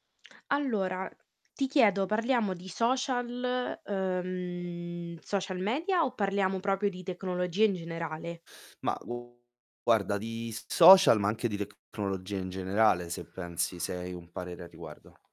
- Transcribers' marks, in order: other background noise; "proprio" said as "propio"; distorted speech; static
- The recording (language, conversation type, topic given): Italian, unstructured, Come pensi che la tecnologia abbia cambiato la nostra vita quotidiana?